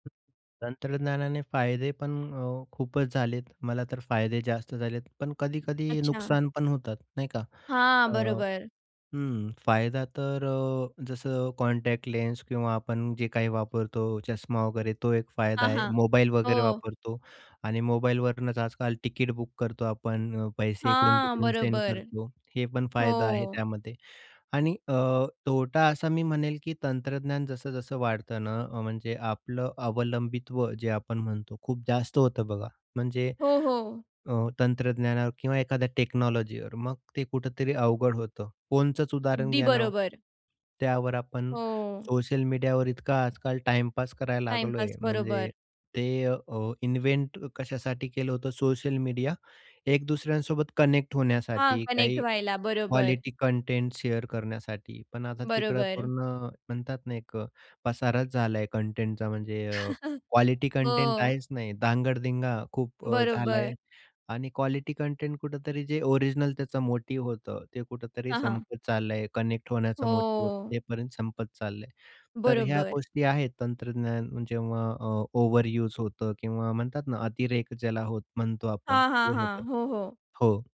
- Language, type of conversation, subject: Marathi, podcast, नवीन तंत्रज्ञान स्वीकारताना तुम्ही कोणते घटक विचारात घेता?
- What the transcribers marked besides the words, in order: in English: "टेक्नॉलॉजीवर"; in English: "इन्व्हेंट"; in English: "कनेक्ट"; in English: "क्वालिटी कंटेंट शेअर"; in English: "कनेक्ट"; chuckle; in English: "कनेक्ट"; drawn out: "हो"; in English: "ओव्हरयुज"